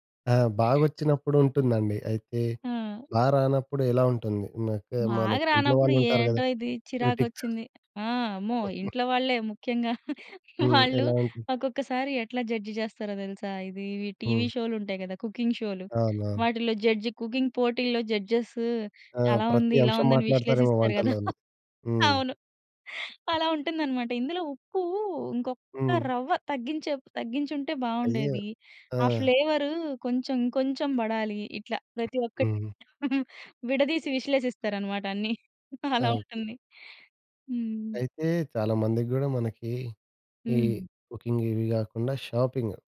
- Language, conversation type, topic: Telugu, podcast, ఫ్రీ టైమ్‌ను విలువగా గడపడానికి నువ్వు ఏ హాబీ చేస్తావు?
- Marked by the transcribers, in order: other noise; in English: "క్రిటిక్స్"; chuckle; in English: "జడ్జ్"; in English: "జడ్జ్, కుకింగ్"; in English: "జడ్జెస్"; other background noise; laugh; chuckle; chuckle; in English: "కుకింగ్"; in English: "షాపింగ్"